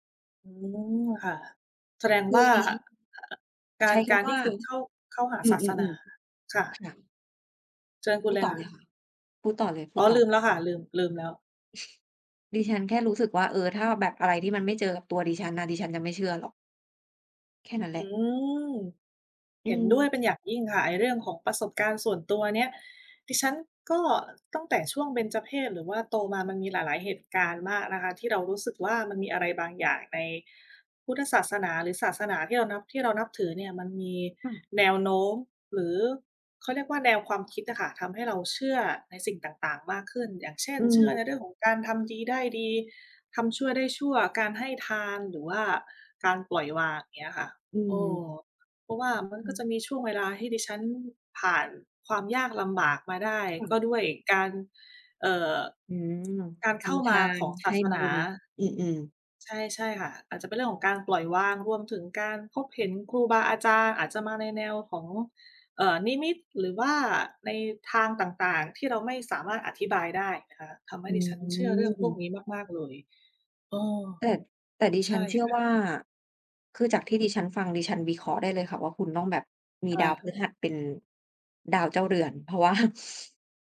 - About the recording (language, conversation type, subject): Thai, unstructured, คุณคิดว่าศาสนามีบทบาทอย่างไรในชีวิตประจำวันของคุณ?
- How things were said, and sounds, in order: chuckle; tapping; other background noise; laughing while speaking: "ว่า"; inhale